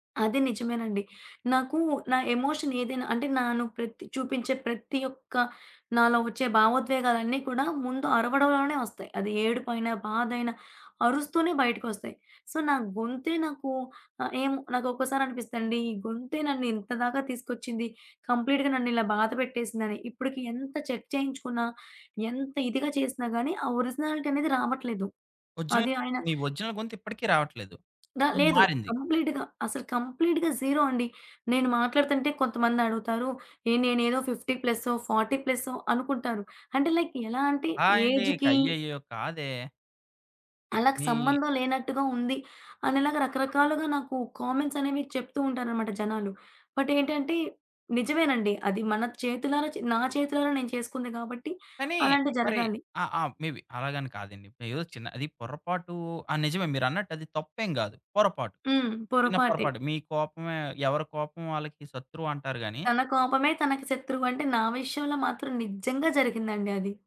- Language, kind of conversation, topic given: Telugu, podcast, పొరపాట్ల నుంచి నేర్చుకోవడానికి మీరు తీసుకునే చిన్న అడుగులు ఏవి?
- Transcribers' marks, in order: in English: "ఎమోషన్"; in English: "సో"; in English: "కంప్లీట్‌గా"; in English: "చెక్"; in English: "ఒరిజినాలిటీ"; in English: "ఒరిజినల్"; in English: "ఒరిజినల్"; tapping; in English: "కంప్లీట్‌గా"; in English: "కంప్లీట్‌గా జీరో"; in English: "ఫిఫ్టి"; in English: "ఫార్టి"; in English: "లైక్"; in English: "ఏజ్‌కి"; in English: "బట్"; in English: "మేబి"